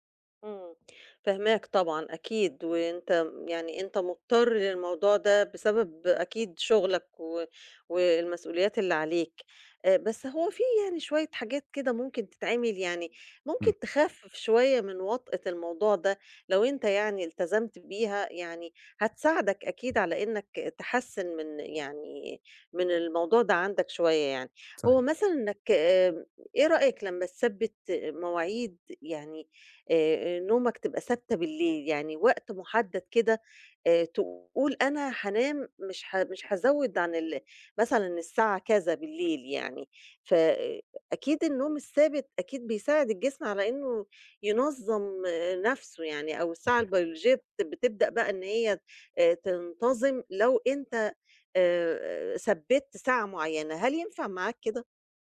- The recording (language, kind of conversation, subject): Arabic, advice, إزاي قيلولة النهار بتبوّظ نومك بالليل؟
- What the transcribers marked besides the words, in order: none